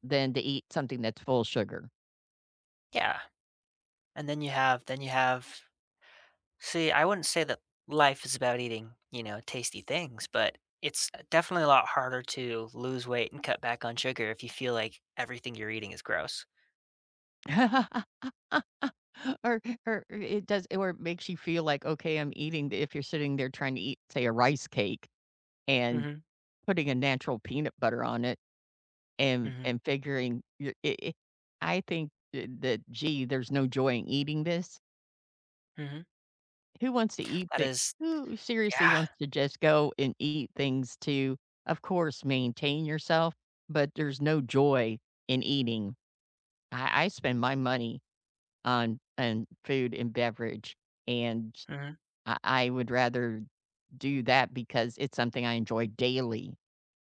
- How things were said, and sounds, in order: laugh; other background noise
- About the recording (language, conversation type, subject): English, unstructured, How can you persuade someone to cut back on sugar?